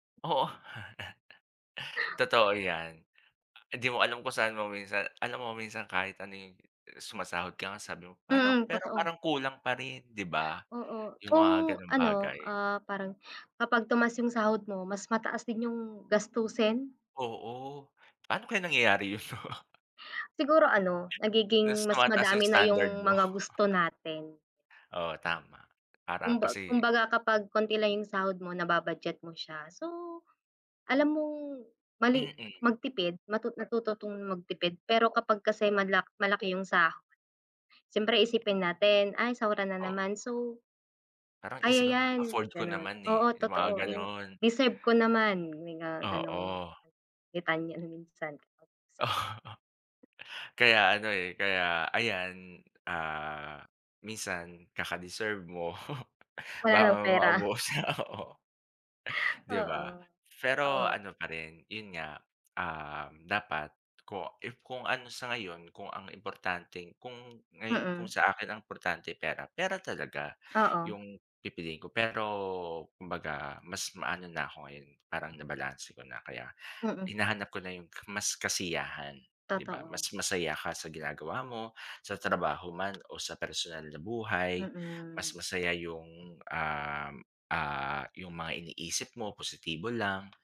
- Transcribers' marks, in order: chuckle; dog barking; tapping; laughing while speaking: "'no?"; other background noise; chuckle; chuckle; unintelligible speech; chuckle; laughing while speaking: "maubos nga, oo"
- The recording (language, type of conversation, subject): Filipino, unstructured, Sa tingin mo ba, mas mahalaga ang pera o ang kasiyahan sa pagtupad ng pangarap?